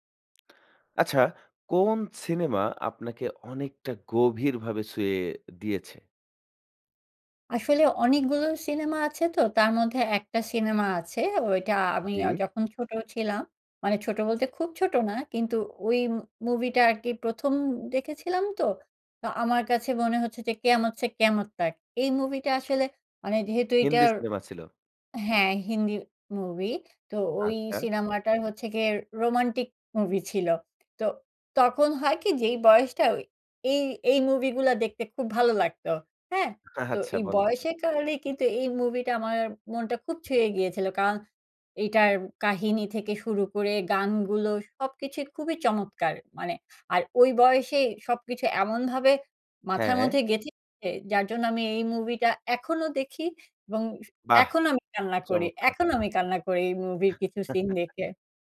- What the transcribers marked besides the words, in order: tapping; in Hindi: "কেয়ামত ছে কেয়ামত তাক"; scoff; chuckle
- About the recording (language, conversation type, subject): Bengali, podcast, বল তো, কোন সিনেমা তোমাকে সবচেয়ে গভীরভাবে ছুঁয়েছে?